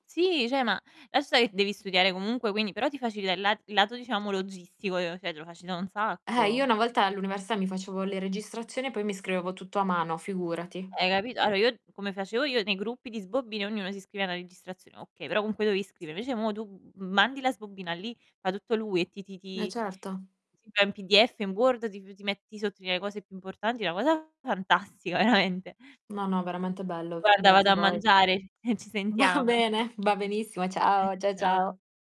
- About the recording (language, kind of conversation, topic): Italian, unstructured, Secondo te la tecnologia rende le persone più connesse o più isolate?
- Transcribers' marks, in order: static; distorted speech; laughing while speaking: "veramente"; tapping; laughing while speaking: "ehm"; laughing while speaking: "Va bene"